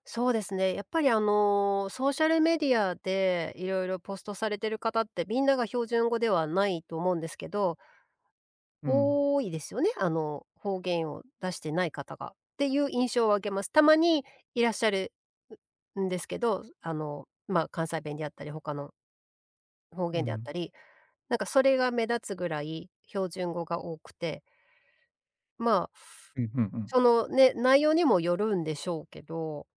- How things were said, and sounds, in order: none
- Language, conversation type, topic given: Japanese, podcast, 故郷の方言や言い回しで、特に好きなものは何ですか？